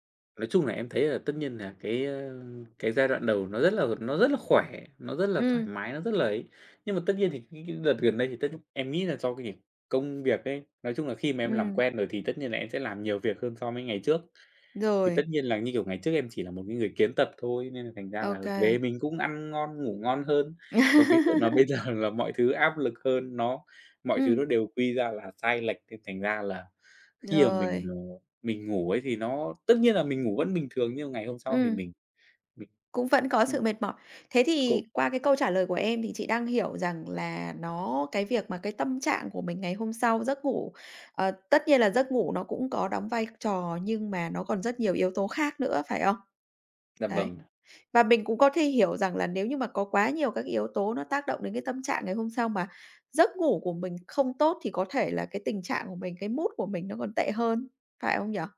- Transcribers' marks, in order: unintelligible speech; laugh; laughing while speaking: "bây giờ"; unintelligible speech; tapping; in English: "mood"; other background noise
- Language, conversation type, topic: Vietnamese, podcast, Bạn chăm sóc giấc ngủ hằng ngày như thế nào, nói thật nhé?